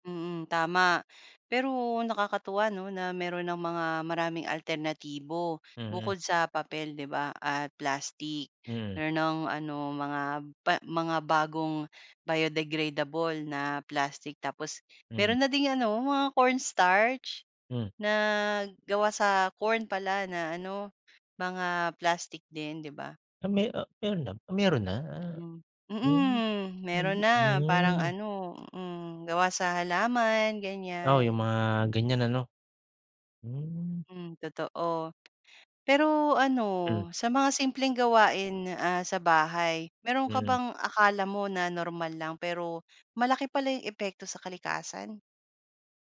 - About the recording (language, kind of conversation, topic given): Filipino, podcast, Ano ang mga simpleng bagay na puwedeng gawin ng pamilya para makatulong sa kalikasan?
- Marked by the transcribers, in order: gasp; gasp; in English: "biodegradable"; in English: "cornstarch"; unintelligible speech; tapping